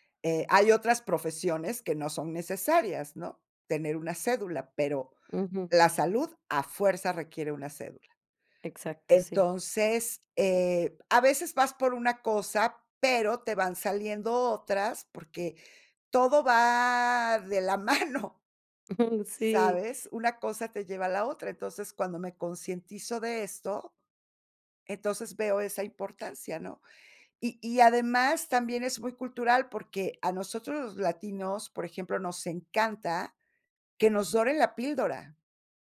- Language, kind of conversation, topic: Spanish, podcast, ¿Cómo decides cuándo decir no a tareas extra?
- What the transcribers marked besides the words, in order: laughing while speaking: "mano"; laughing while speaking: "Ujú"